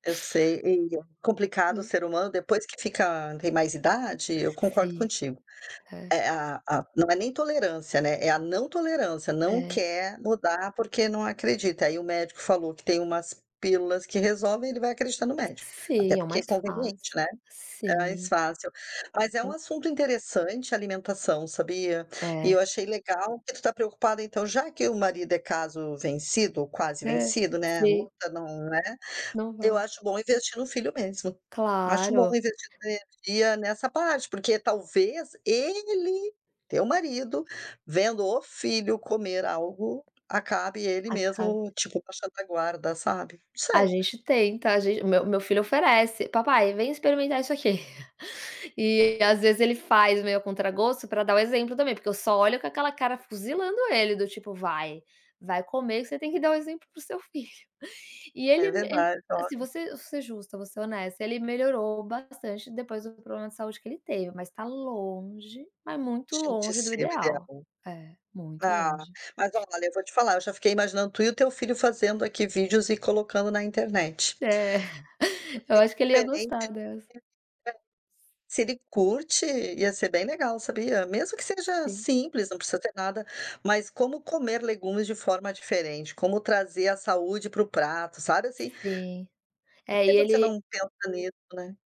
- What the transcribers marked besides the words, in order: other background noise; tapping; chuckle; unintelligible speech; chuckle; chuckle; unintelligible speech
- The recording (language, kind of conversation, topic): Portuguese, advice, Como é morar com um parceiro que tem hábitos alimentares opostos?